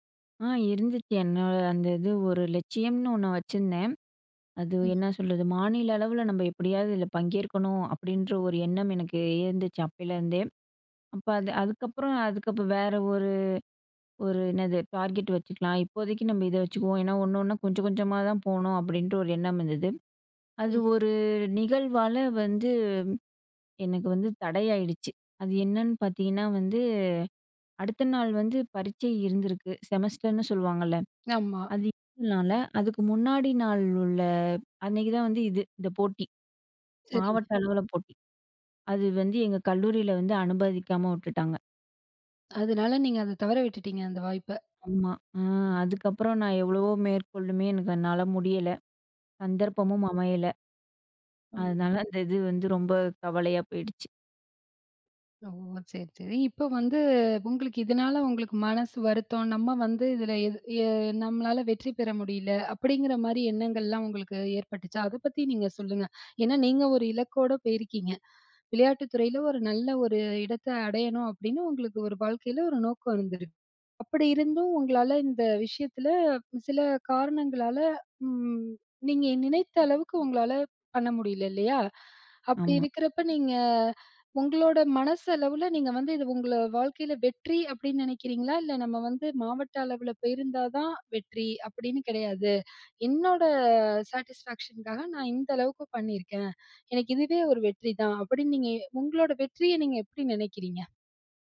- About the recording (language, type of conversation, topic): Tamil, podcast, நீ உன் வெற்றியை எப்படி வரையறுக்கிறாய்?
- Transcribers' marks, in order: other background noise; in English: "டார்கெட்"; "மேற்கொண்டுமே" said as "மேற்கொள்ளுமே"